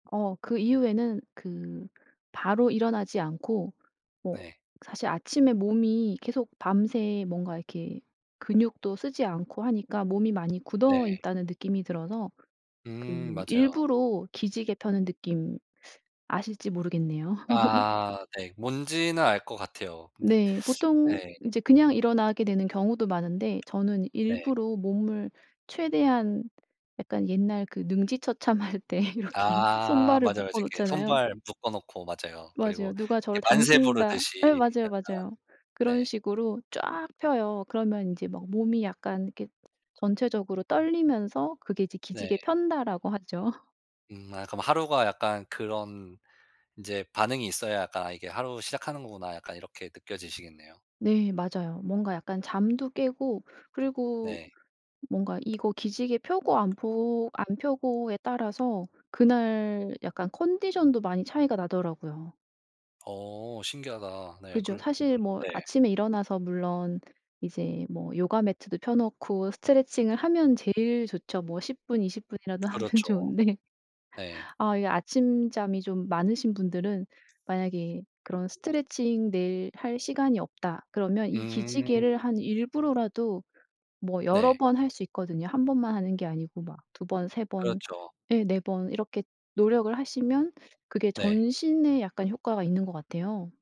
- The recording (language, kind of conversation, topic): Korean, podcast, 아침 루틴은 보통 어떻게 시작하세요?
- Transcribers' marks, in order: other background noise; laugh; tapping; laughing while speaking: "능지처참할 때"; laughing while speaking: "하죠"; laughing while speaking: "하면"